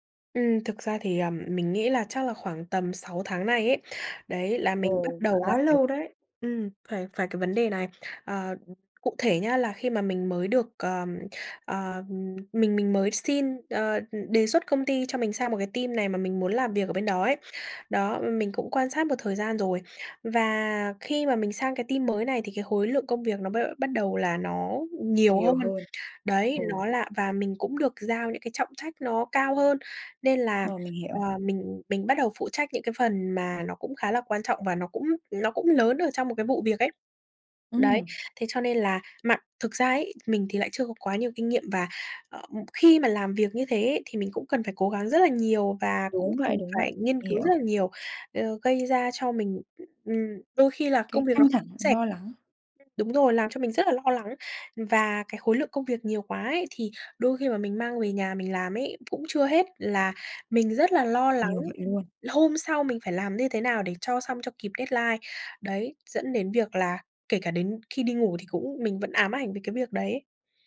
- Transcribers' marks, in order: tapping; in English: "team"; in English: "team"; other background noise; in English: "deadline"
- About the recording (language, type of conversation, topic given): Vietnamese, advice, Làm sao để cải thiện giấc ngủ khi tôi bị căng thẳng công việc và hay suy nghĩ miên man?